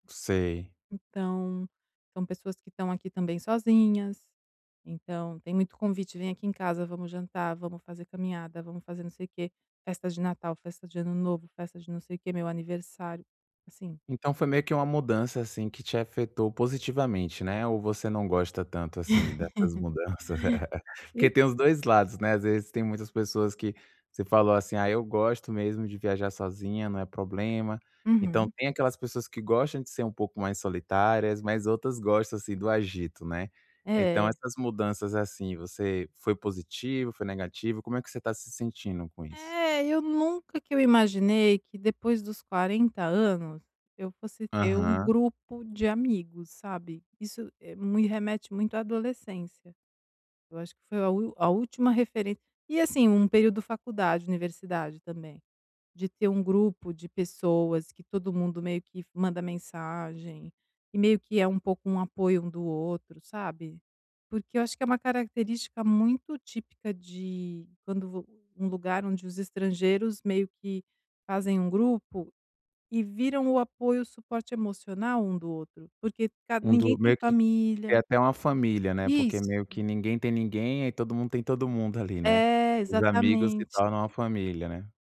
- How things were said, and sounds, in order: laugh; tapping
- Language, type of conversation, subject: Portuguese, advice, Como posso aceitar mudanças inesperadas e seguir em frente?